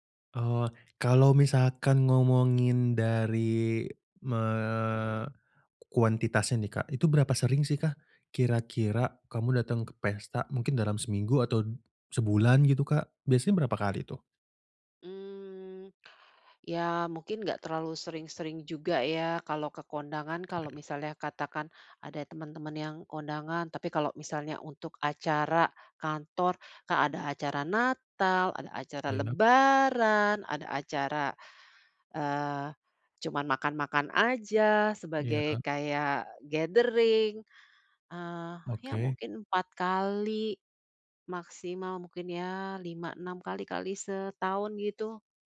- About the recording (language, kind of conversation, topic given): Indonesian, advice, Bagaimana caranya agar saya merasa nyaman saat berada di pesta?
- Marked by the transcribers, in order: other background noise; in English: "gathering"